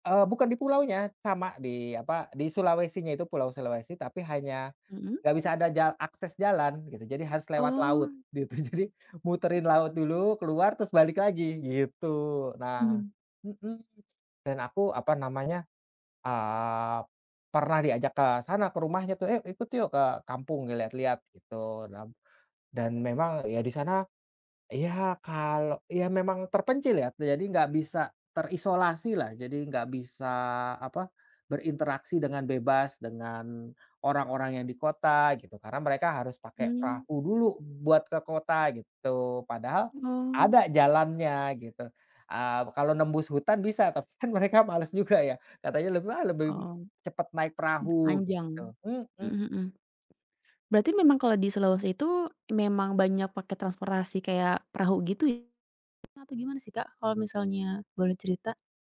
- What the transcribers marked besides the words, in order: other background noise; laughing while speaking: "gitu, jadi"; "lebih" said as "lebim"
- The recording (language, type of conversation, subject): Indonesian, podcast, Pernahkah kamu merasakan kebaikan orang setempat yang membuatmu terharu?